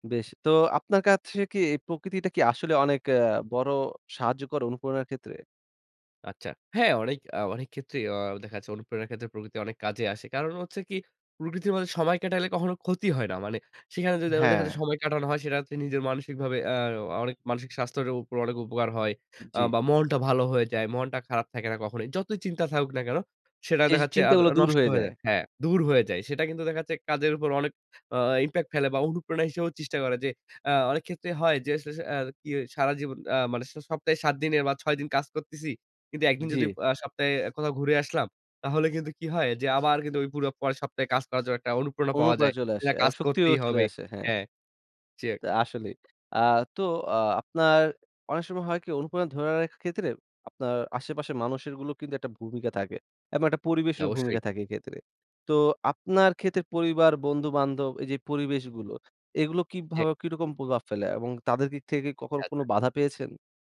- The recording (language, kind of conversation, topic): Bengali, podcast, দীর্ঘ সময় অনুপ্রেরণা ধরে রাখার কৌশল কী?
- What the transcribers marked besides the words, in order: none